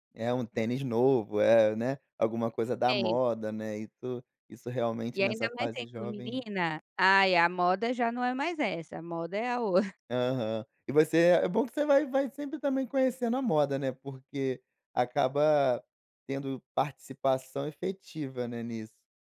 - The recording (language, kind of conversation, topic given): Portuguese, advice, Como posso lidar com a ansiedade de voltar ao trabalho após um afastamento?
- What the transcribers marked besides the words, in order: chuckle